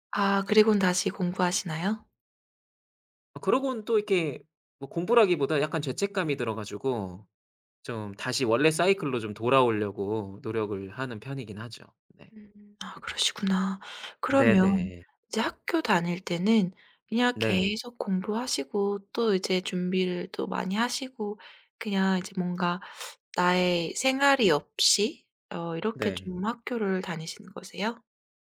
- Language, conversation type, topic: Korean, advice, 완벽주의 때문에 작은 실수에도 과도하게 자책할 때 어떻게 하면 좋을까요?
- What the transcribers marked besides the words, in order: none